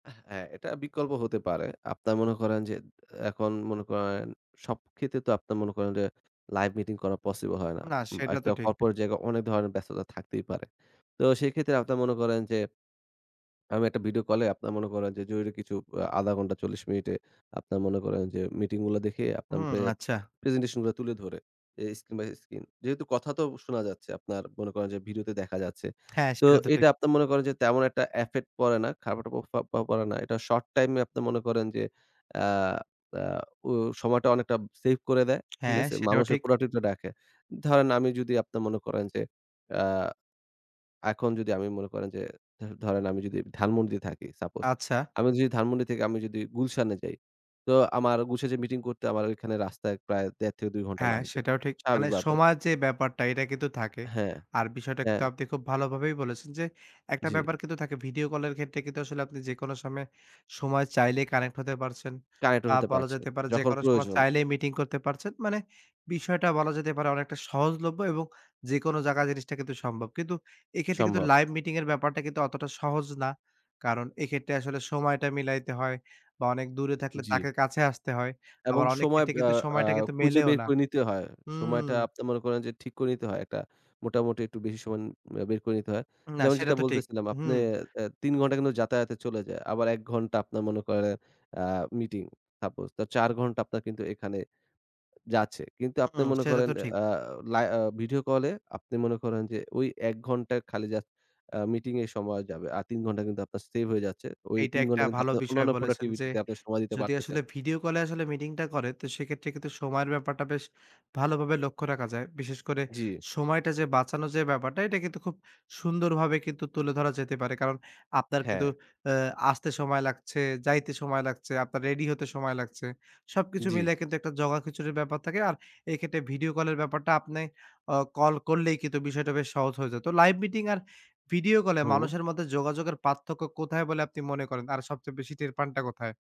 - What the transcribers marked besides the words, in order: "যে" said as "জেদ"; in English: "Live meeting"; in English: "Corporate"; "আপনার" said as "আপনান"; lip smack; in English: "presentation"; in English: "Screen by screen"; tongue click; in English: "affect"; "প্রভাব" said as "প্রফাব"; tapping; in English: "Productive"; "গুলশানে" said as "গুশে"; "স্বাভাবিকভাবে" said as "স্বাভাবিকবাবে"; "সময়" said as "সমন"; in English: "Productivity"; other background noise; in English: "Live meeting"
- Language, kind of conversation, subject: Bengali, podcast, লাইভ মিটিং আর ভিডিও কল—কোনটায় বেশি কাছাকাছি লাগে?